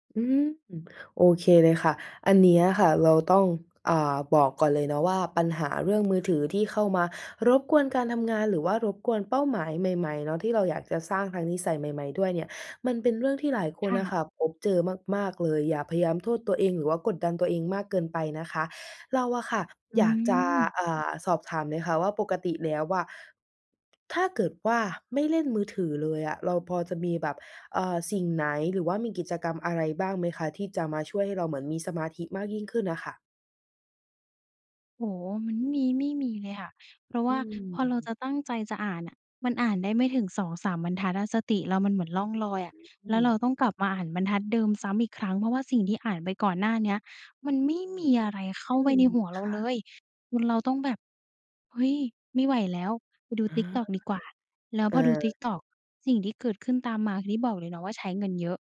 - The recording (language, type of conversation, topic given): Thai, advice, ฉันจะทำอย่างไรให้สร้างนิสัยใหม่ได้ต่อเนื่องและติดตามความก้าวหน้าได้ง่ายขึ้น?
- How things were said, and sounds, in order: none